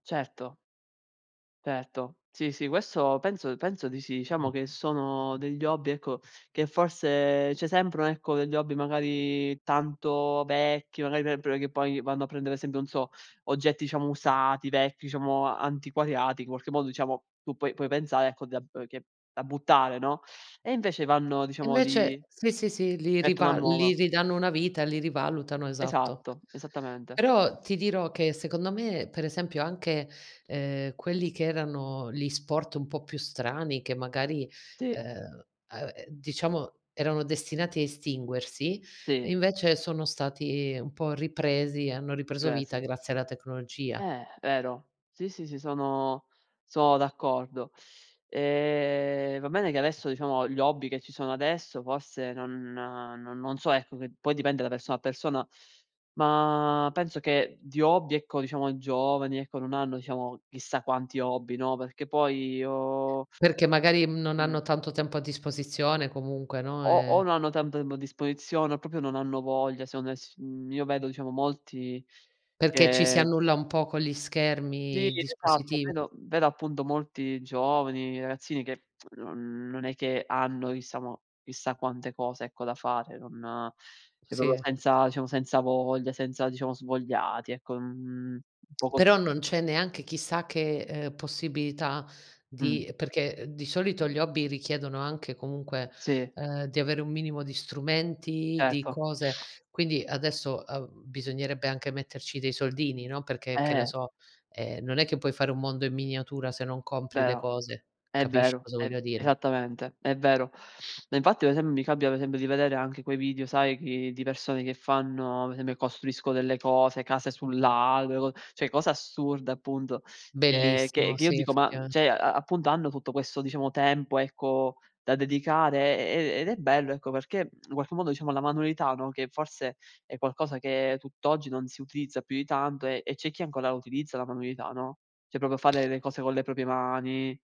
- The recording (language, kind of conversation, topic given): Italian, unstructured, Quali hobby ti sorprendono per quanto siano popolari oggi?
- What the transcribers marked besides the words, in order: tapping; unintelligible speech; teeth sucking; other background noise; "proprio" said as "propio"; "secondo" said as "seondo"; tsk; "diciamo" said as "dissamo"; "proprio" said as "popo"; sniff; sniff; tsk; "proprio" said as "propo"